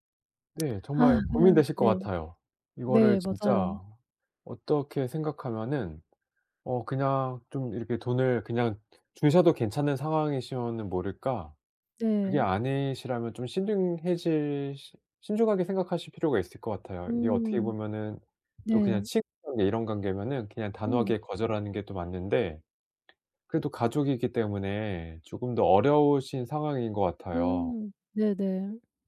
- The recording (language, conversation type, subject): Korean, advice, 친구나 가족이 갑자기 돈을 빌려달라고 할 때 어떻게 정중하면서도 단호하게 거절할 수 있나요?
- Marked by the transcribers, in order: lip smack; other background noise; tapping